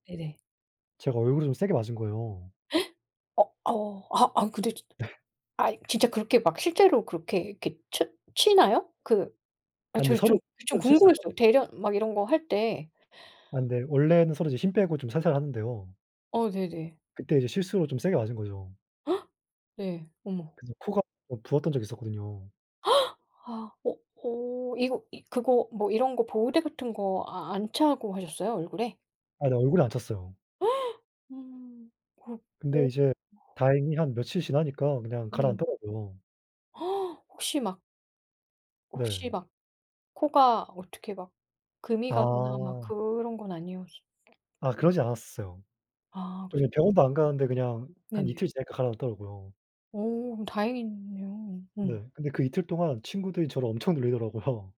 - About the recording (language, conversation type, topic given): Korean, unstructured, 취미를 하다가 가장 놀랐던 순간은 언제였나요?
- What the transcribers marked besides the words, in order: gasp; other background noise; gasp; gasp; gasp; other noise; gasp; tapping